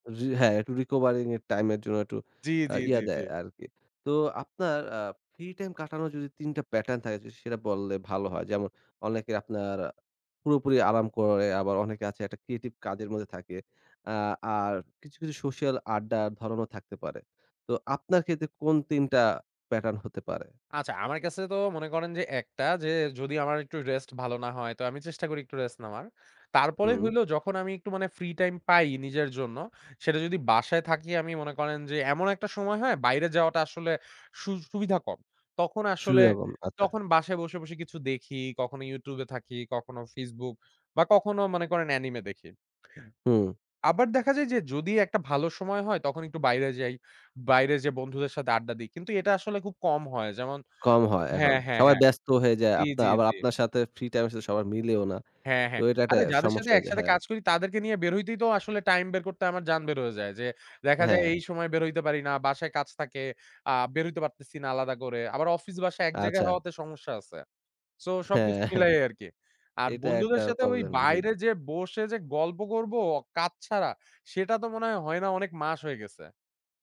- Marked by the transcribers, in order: in English: "recovering"; "সোশ্যাল" said as "সোশিয়াল"; tapping; in English: "anime"; laughing while speaking: "হ্যাঁ, হ্যাঁ"
- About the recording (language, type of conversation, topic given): Bengali, podcast, তুমি ফ্রি সময় সবচেয়ে ভালো কীভাবে কাটাও?